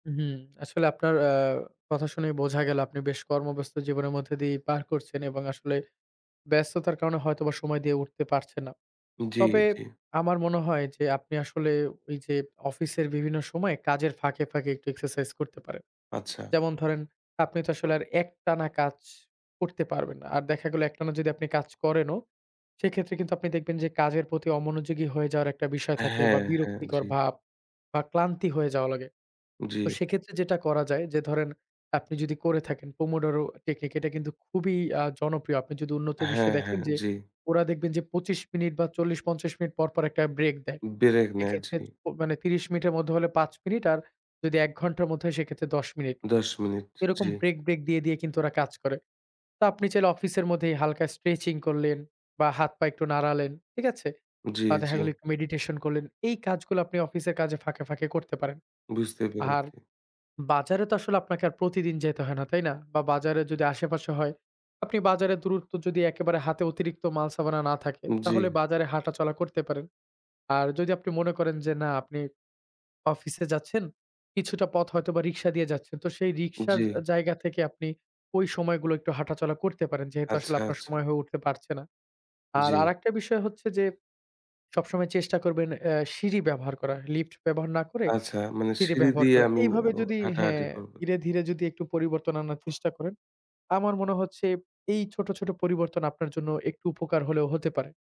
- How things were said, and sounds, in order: in Italian: "pomodoro"; "ব্রেক" said as "বেরেক"
- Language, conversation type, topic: Bengali, advice, পরিবার বা কাজের ব্যস্ততার কারণে ব্যায়াম করতে না পারলে আপনার কি অপরাধবোধ হয়?